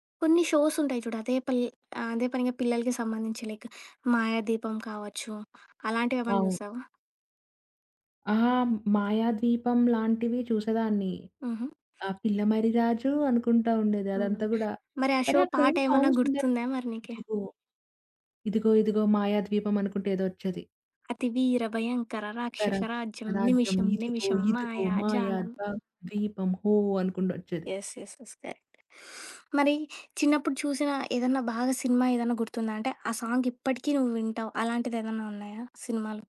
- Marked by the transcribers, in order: other background noise; in English: "లైక్"; tapping; in English: "షో"; in English: "సాంగ్స్"; singing: "అతివీర భయంకర, రాక్షస రాజ్యం నిమిషం, నిమిషం మాయా జాలం"; singing: "తర తన రాజ్యం ఇదుగో ఇదుగో మాయా జా ద్వీపం హో!"; in English: "యస్. యస్. యస్ కరెక్ట్"; sniff; in English: "సాంగ్"
- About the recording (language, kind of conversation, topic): Telugu, podcast, మీ చిన్నప్పటి జ్ఞాపకాలను వెంటనే గుర్తుకు తెచ్చే పాట ఏది, అది ఎందుకు గుర్తొస్తుంది?